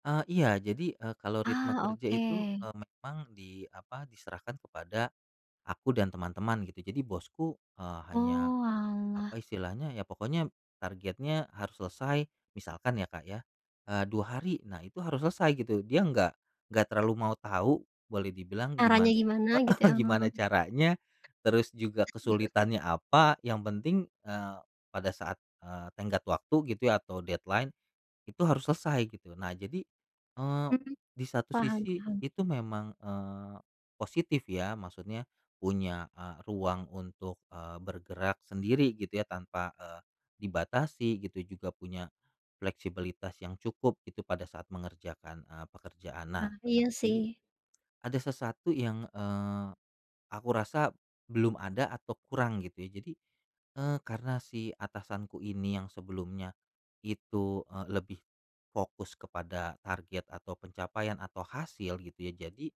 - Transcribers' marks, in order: other background noise; chuckle; in English: "deadline"
- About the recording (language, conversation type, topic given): Indonesian, podcast, Menurut kamu, seperti apa peran atasan yang baik?